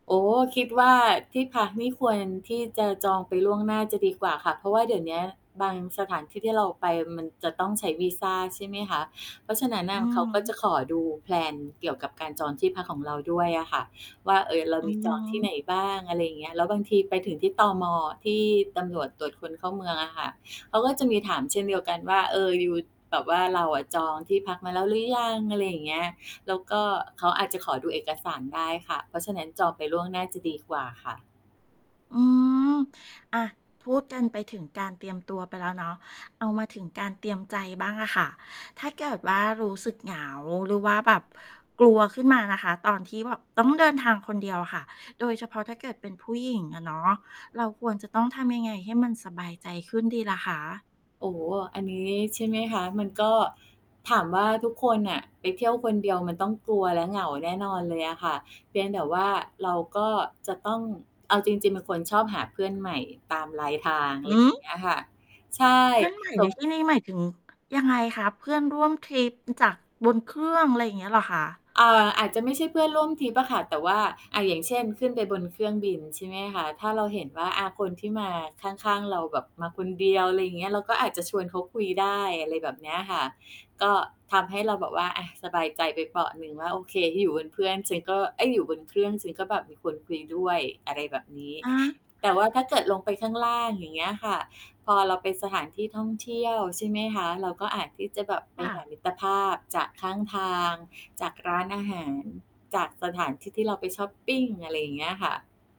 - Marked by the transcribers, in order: static; distorted speech; in English: "แพลน"; surprised: "หือ !"
- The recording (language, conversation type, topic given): Thai, podcast, มีคำแนะนำอะไรบ้างสำหรับคนที่อยากลองเที่ยวคนเดียวครั้งแรก?